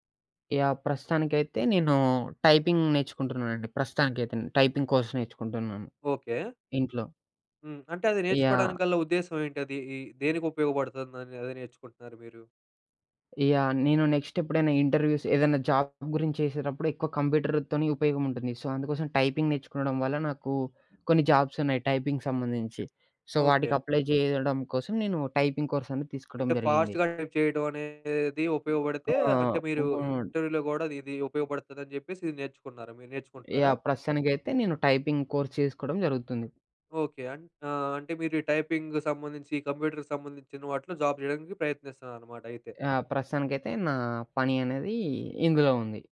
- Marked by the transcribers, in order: in English: "టైపింగ్"; in English: "టైపింగ్ కోర్స్"; in English: "ఇంటర్వ్యూస్"; in English: "జాబ్"; in English: "సో"; in English: "టైపింగ్"; in English: "టైపింగ్"; in English: "సో"; in English: "అప్లై"; in English: "టైపింగ్"; in English: "ఫాస్ట్‌గా"; other noise; in English: "ఇంటర్వ్యూ‌లో"; in English: "టైపింగ్ కోర్స్"; in English: "టైపింగ్"; in English: "జాబ్"
- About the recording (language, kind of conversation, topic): Telugu, podcast, మీ జీవితంలో మీ పని ఉద్దేశ్యాన్ని ఎలా గుర్తించారు?